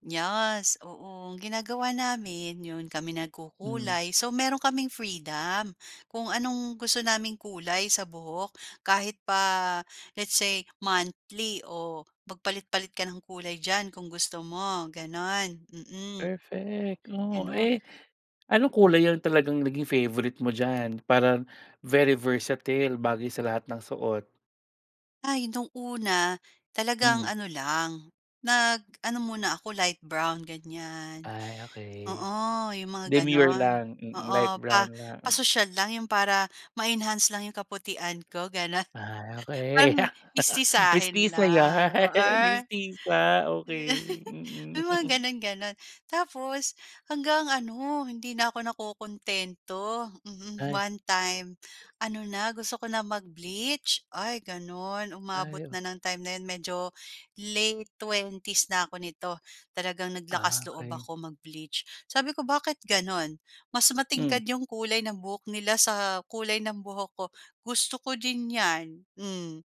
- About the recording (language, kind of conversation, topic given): Filipino, podcast, Paano mo ginagamit ang kulay para ipakita ang sarili mo?
- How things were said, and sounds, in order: in English: "let's say monthly"; in English: "very versatile"; in English: "demure"; in English: "ma-enhance"; chuckle; laugh; laughing while speaking: "Mestisa 'yan? Mestisa?"; background speech; chuckle; chuckle; in English: "mag-bleach"; in English: "mag-bleach"